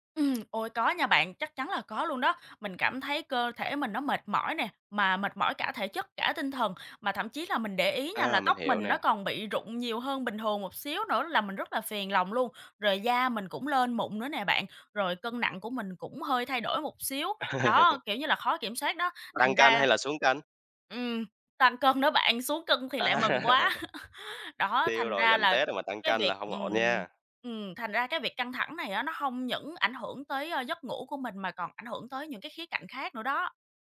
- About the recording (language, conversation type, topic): Vietnamese, advice, Làm việc muộn khiến giấc ngủ của bạn bị gián đoạn như thế nào?
- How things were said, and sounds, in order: tapping; laugh; laughing while speaking: "đó"; laugh